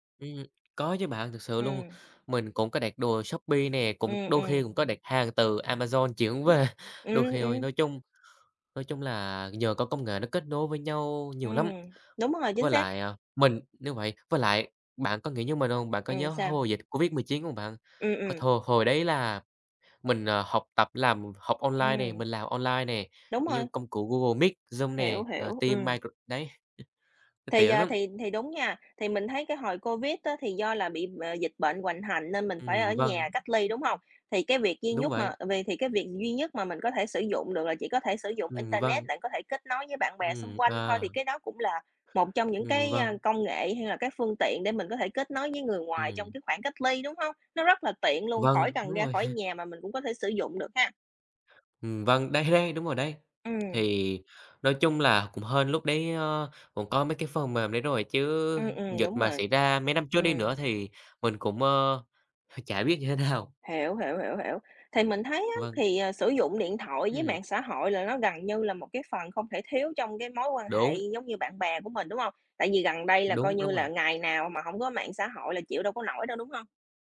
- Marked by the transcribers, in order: tapping; unintelligible speech; other noise; other background noise; chuckle; chuckle; laughing while speaking: "thế nào"
- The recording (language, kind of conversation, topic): Vietnamese, unstructured, Công nghệ đã thay đổi cuộc sống của bạn như thế nào?